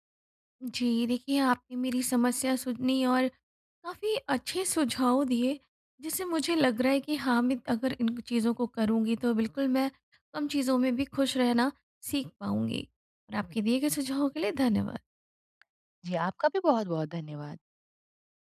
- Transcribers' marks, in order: none
- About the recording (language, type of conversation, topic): Hindi, advice, कम चीज़ों में खुश रहने की कला